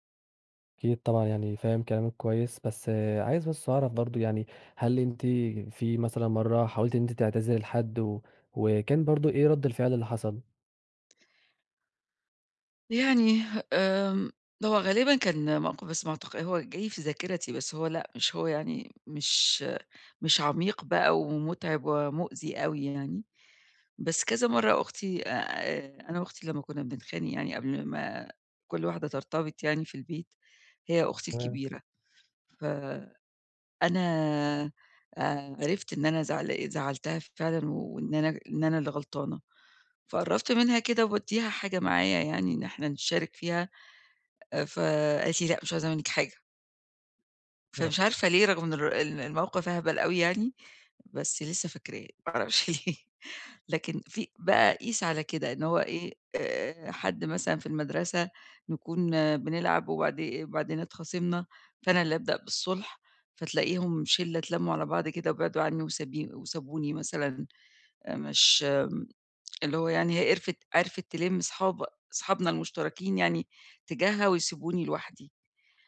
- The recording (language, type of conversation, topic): Arabic, advice, إزاي أقدر أعتذر بصدق وأنا حاسس بخجل أو خايف من رد فعل اللي قدامي؟
- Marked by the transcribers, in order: laughing while speaking: "ما أعرفش ليه"; tapping